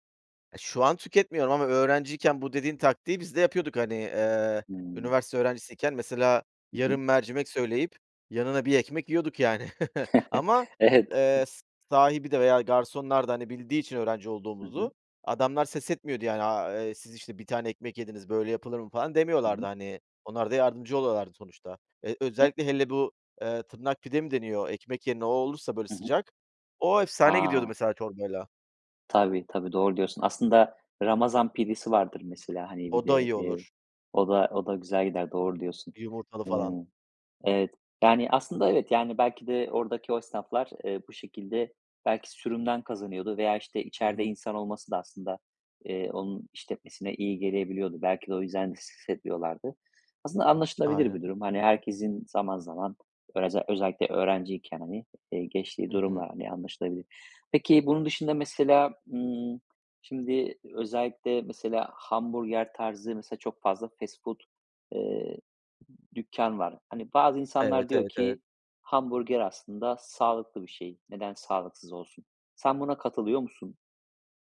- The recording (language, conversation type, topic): Turkish, podcast, Dışarıda yemek yerken sağlıklı seçimleri nasıl yapıyorsun?
- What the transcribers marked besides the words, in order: chuckle; laughing while speaking: "Evet"; chuckle; unintelligible speech; unintelligible speech; other background noise